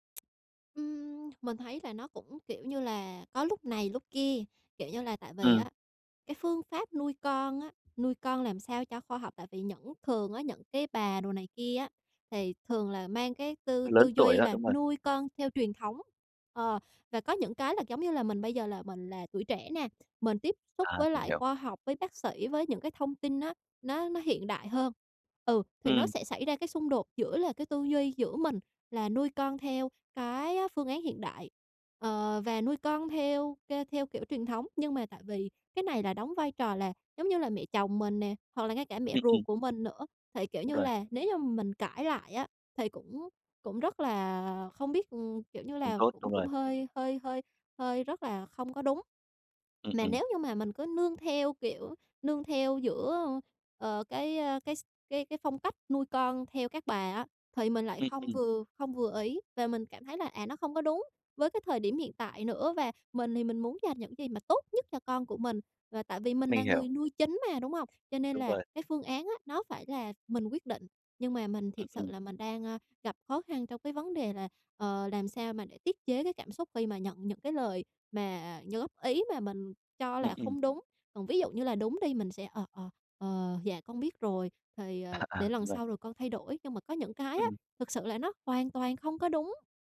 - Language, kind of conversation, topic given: Vietnamese, advice, Làm sao để giữ bình tĩnh khi bị chỉ trích mà vẫn học hỏi được điều hay?
- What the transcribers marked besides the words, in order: tapping; other background noise